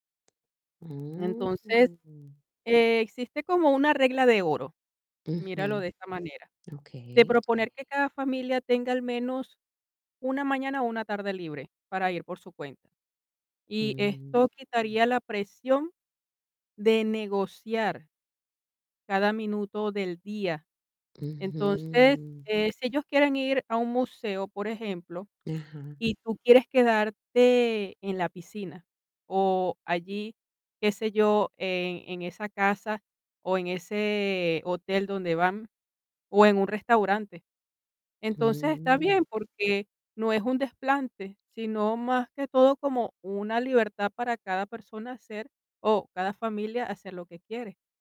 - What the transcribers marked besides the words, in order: tapping; static
- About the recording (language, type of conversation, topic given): Spanish, advice, ¿Cómo puedo disfrutar de las vacaciones sin sentirme estresado?